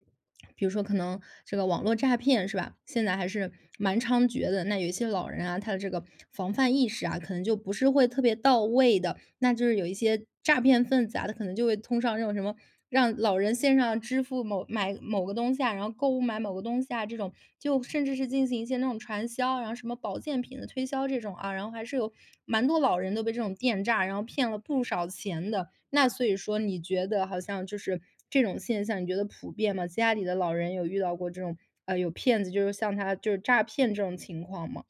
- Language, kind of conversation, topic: Chinese, podcast, 科技将如何改变老年人的生活质量？
- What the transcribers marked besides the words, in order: none